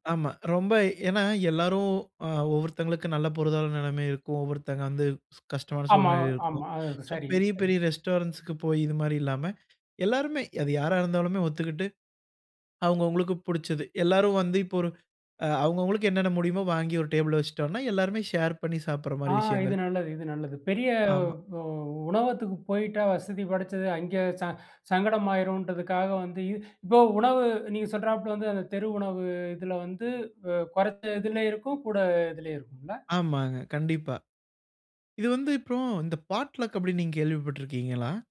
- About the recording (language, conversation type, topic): Tamil, podcast, தினசரி வாழ்க்கையில் சிறிய சிரிப்பு விளையாட்டுகளை எப்படி சேர்த்துக்கொள்ளலாம்?
- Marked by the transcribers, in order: "பொருளாதார" said as "பொருதான"; "அப்பறம்" said as "இப்பறம்"; anticipating: "இந்த பாட்லக் அப்படினு நீங்க கேள்விப்பட்டு இருக்கிங்களா?"; in English: "பாட்லக்"